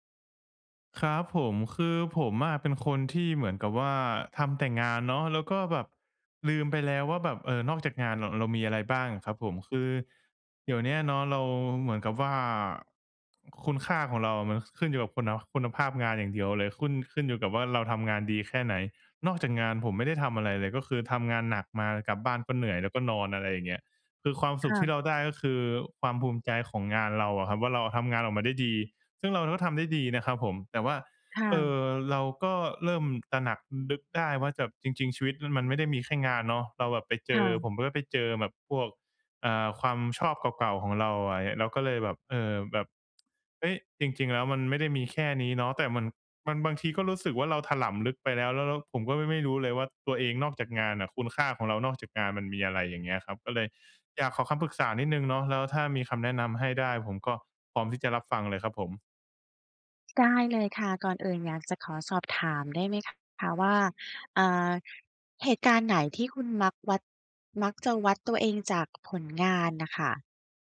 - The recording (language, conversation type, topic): Thai, advice, ฉันจะรู้สึกเห็นคุณค่าในตัวเองได้อย่างไร โดยไม่เอาผลงานมาเป็นตัวชี้วัด?
- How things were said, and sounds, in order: none